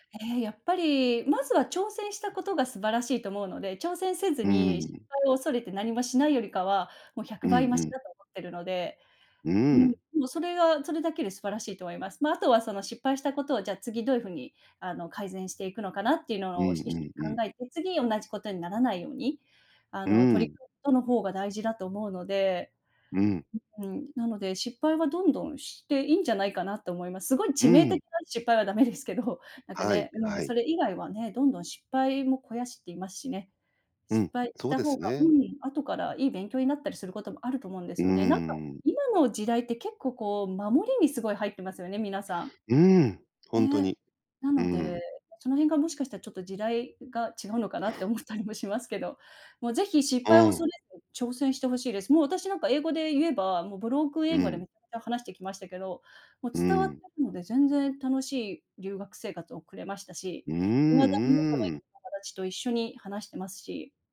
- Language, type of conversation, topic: Japanese, podcast, 失敗を許す環境づくりはどうすればいいですか？
- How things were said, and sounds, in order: none